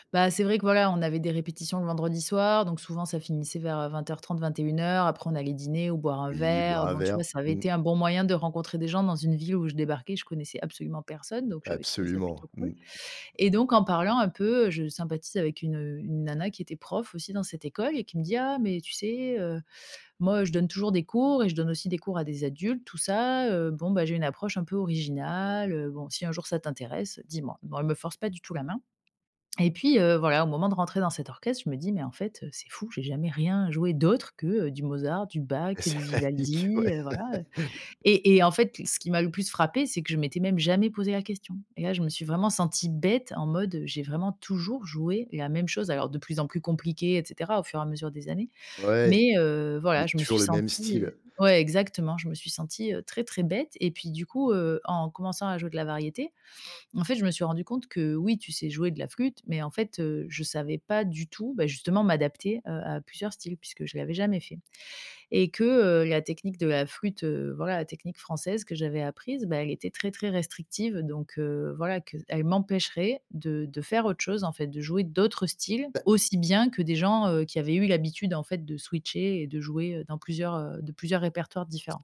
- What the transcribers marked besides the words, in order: unintelligible speech; laughing while speaking: "ouais"; laugh; in English: "switcher"
- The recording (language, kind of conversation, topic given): French, podcast, Comment tes goûts musicaux ont-ils évolué avec le temps ?
- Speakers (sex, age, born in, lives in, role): female, 35-39, France, France, guest; male, 45-49, France, France, host